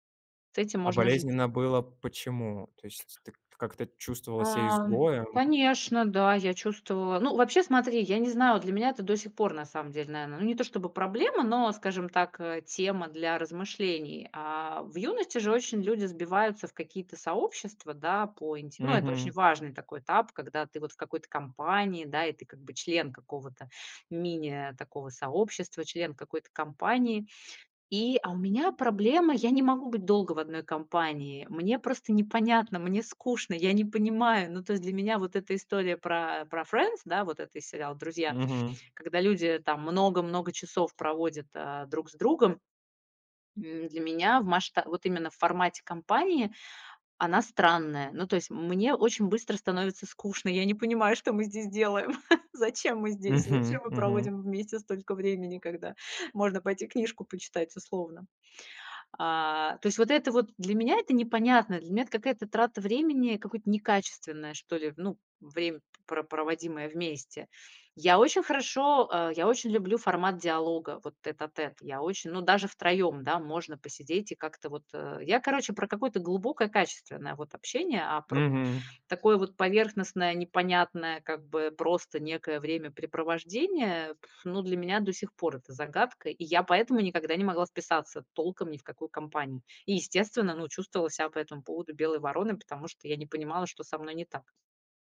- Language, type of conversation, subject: Russian, podcast, Как вы перестали сравнивать себя с другими?
- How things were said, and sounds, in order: other background noise; in English: "Friends"; chuckle